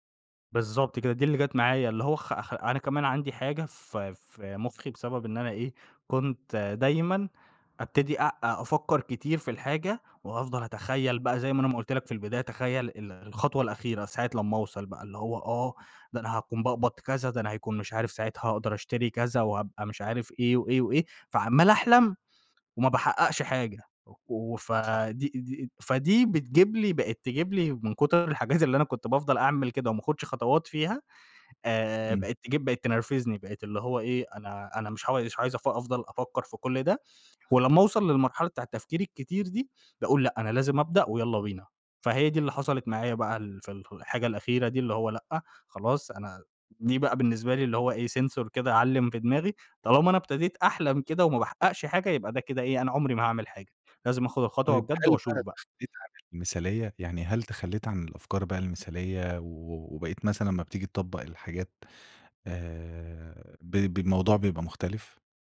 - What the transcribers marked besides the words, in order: laughing while speaking: "الحاجات"; in English: "sensor"
- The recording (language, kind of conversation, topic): Arabic, podcast, إزاي تتعامل مع المثالية الزيادة اللي بتعطّل الفلو؟